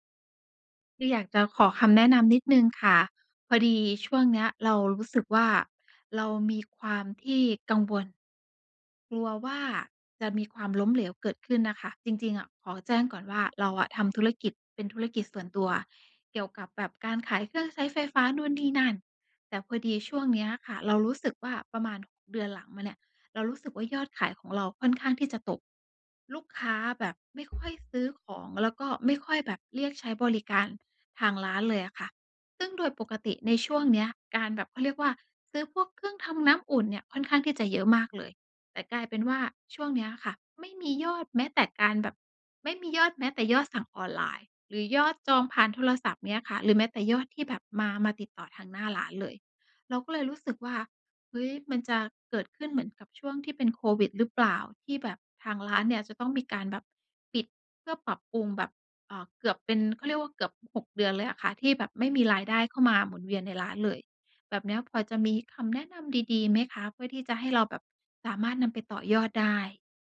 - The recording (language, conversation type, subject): Thai, advice, ฉันจะรับมือกับความกลัวและความล้มเหลวได้อย่างไร
- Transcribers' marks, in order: tapping